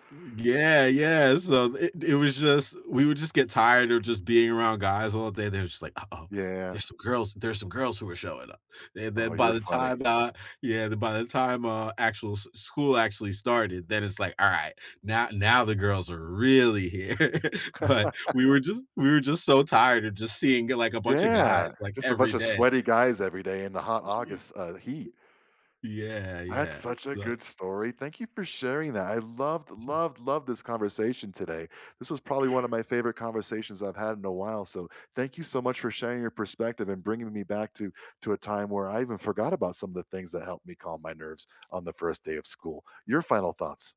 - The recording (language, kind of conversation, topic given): English, unstructured, What first-day-of-school rituals have helped you calm your nerves?
- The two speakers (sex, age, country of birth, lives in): male, 35-39, United States, United States; male, 45-49, United States, United States
- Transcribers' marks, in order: laugh; stressed: "really"; chuckle; unintelligible speech; other background noise; chuckle; tapping